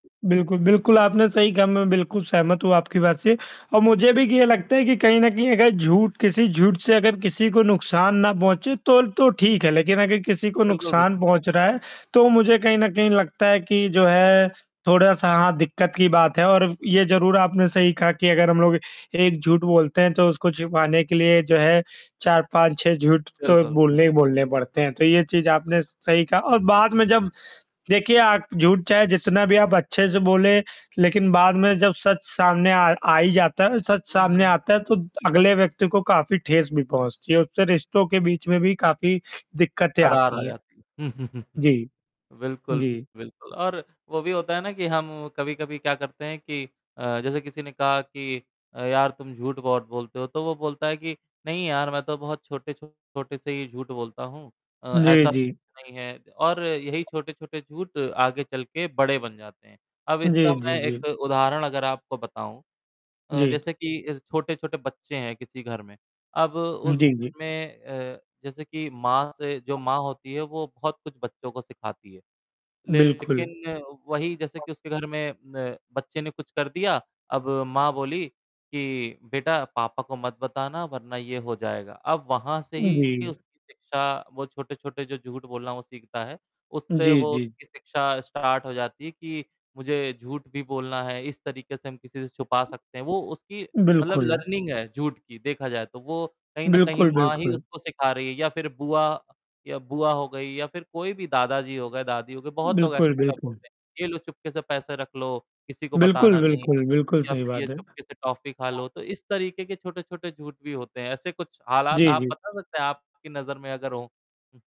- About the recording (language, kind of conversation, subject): Hindi, unstructured, आपके हिसाब से झूठ बोलना कितना सही या गलत है?
- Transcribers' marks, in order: static; distorted speech; mechanical hum; chuckle; tapping; other background noise; unintelligible speech; in English: "स्टार्ट"; in English: "लर्निंग"; unintelligible speech; horn